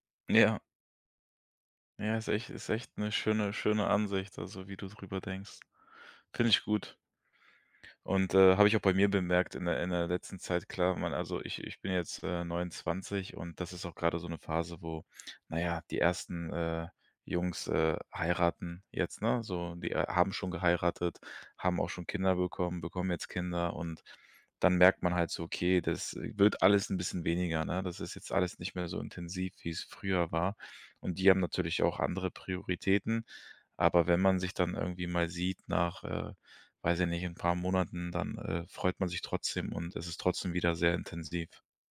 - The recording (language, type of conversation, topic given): German, podcast, Wie baust du langfristige Freundschaften auf, statt nur Bekanntschaften?
- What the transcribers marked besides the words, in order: none